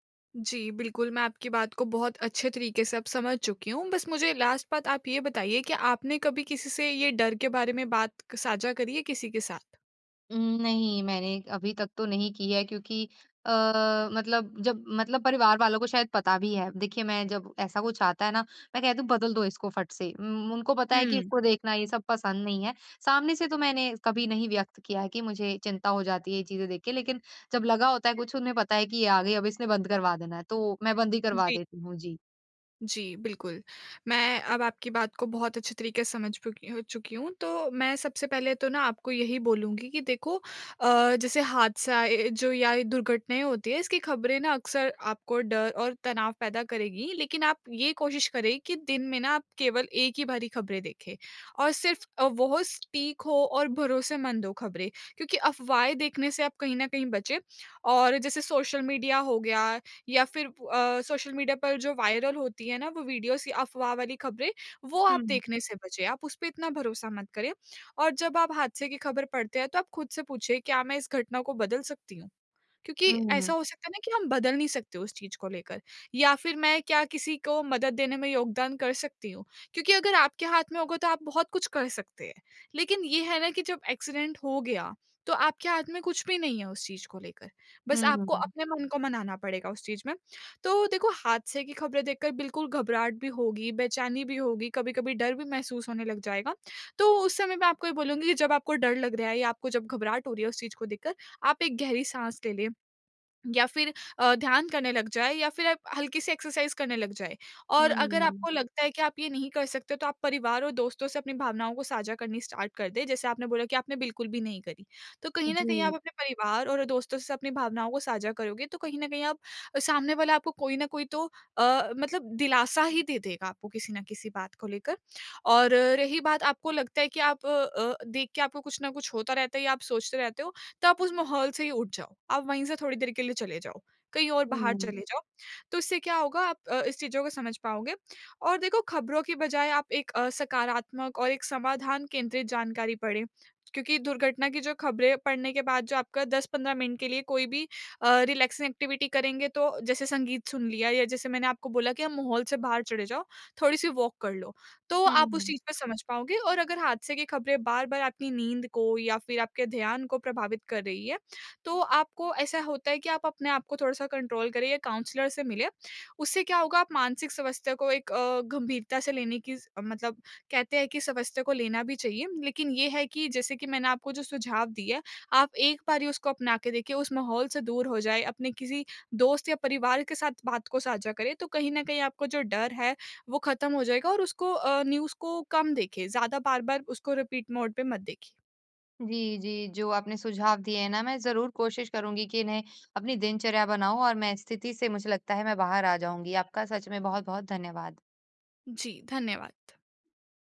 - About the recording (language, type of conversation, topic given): Hindi, advice, दुनिया की खबरों से होने वाली चिंता को मैं कैसे संभालूँ?
- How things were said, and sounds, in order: in English: "लास्ट"; in English: "स्पीक"; in English: "वायरल"; in English: "वीडियोज़"; in English: "एक्सीडेंट"; in English: "एक्सरसाइज़"; in English: "स्टार्ट"; in English: "रिलैक्सिंग एक्टिविटी"; in English: "वॉक"; in English: "कंट्रोल"; in English: "काउंसलर"; in English: "न्यूज़"; in English: "रिपीट मोडे"